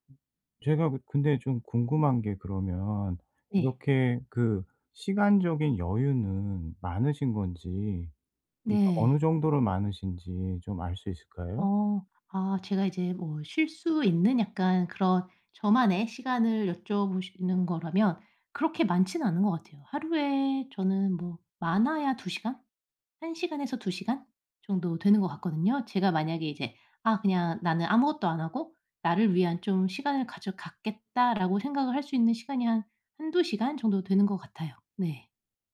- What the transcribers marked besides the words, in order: other background noise
- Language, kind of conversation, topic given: Korean, advice, 집에서 편안히 쉬고 스트레스를 잘 풀지 못할 때 어떻게 해야 하나요?